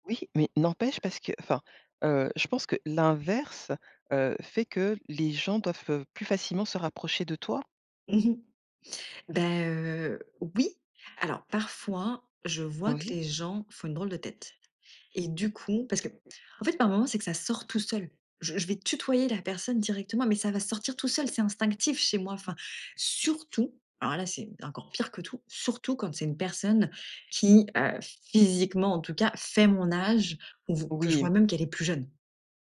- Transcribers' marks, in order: other background noise
- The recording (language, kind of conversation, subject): French, podcast, Comment ajustez-vous votre ton en fonction de votre interlocuteur ?